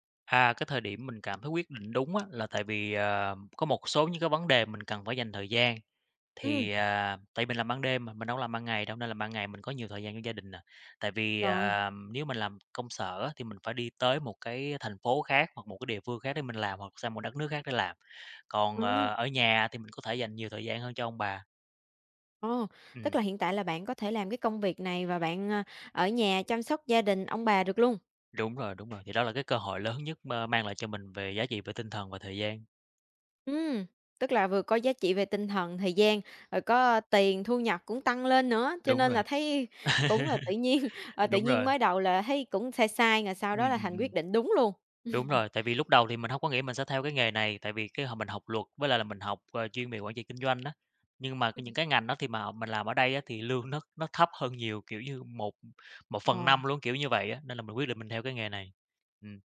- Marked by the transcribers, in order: tapping; other background noise; laughing while speaking: "tự nhiên"; chuckle; laughing while speaking: "Ưm"
- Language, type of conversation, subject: Vietnamese, podcast, Bạn có thể kể về một quyết định sai của mình nhưng lại dẫn đến một cơ hội tốt hơn không?